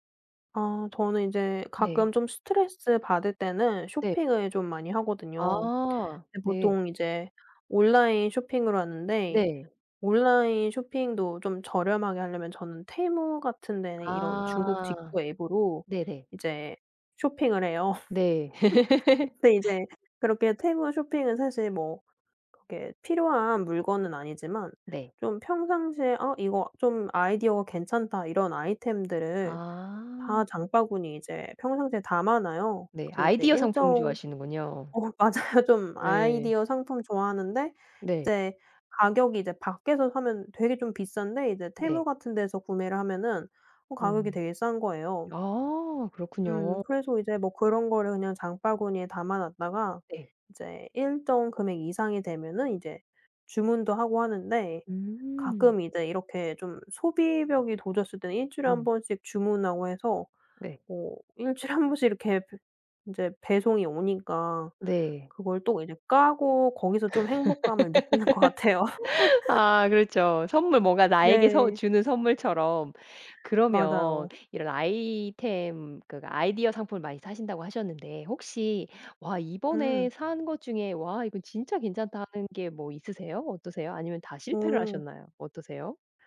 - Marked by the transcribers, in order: tapping; laugh; laugh; laughing while speaking: "어 맞아요"; laughing while speaking: "일 주일에 한 번씩"; laugh; laughing while speaking: "느끼는 것 같아요"; laugh
- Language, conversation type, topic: Korean, podcast, 집에서 느끼는 작은 행복은 어떤 건가요?